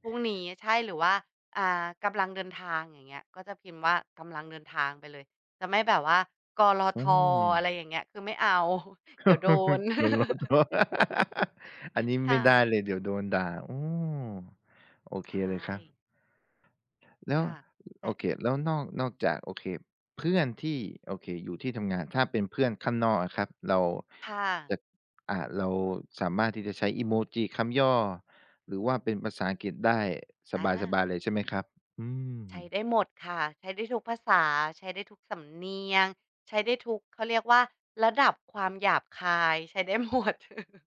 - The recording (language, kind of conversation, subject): Thai, podcast, คุณปรับวิธีใช้ภาษาตอนอยู่กับเพื่อนกับตอนทำงานต่างกันไหม?
- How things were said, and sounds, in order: tapping; laugh; laughing while speaking: "ก.ล.ท"; chuckle; laugh; stressed: "สำเนียง"; laughing while speaking: "หมด"; chuckle